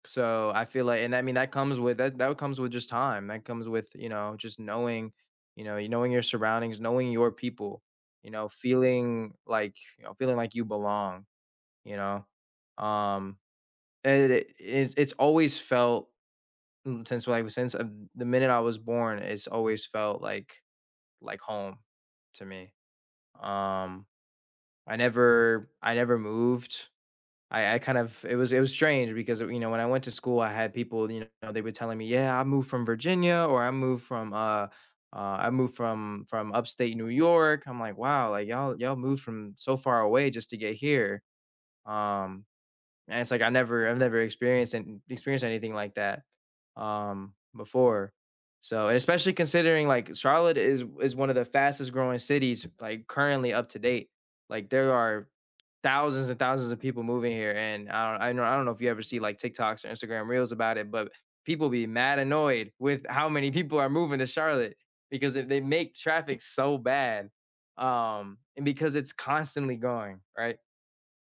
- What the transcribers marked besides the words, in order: tapping
- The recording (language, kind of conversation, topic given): English, unstructured, What drew you to your current city or neighborhood, and how has it become home?
- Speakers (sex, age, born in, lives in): male, 18-19, United States, United States; male, 40-44, United States, United States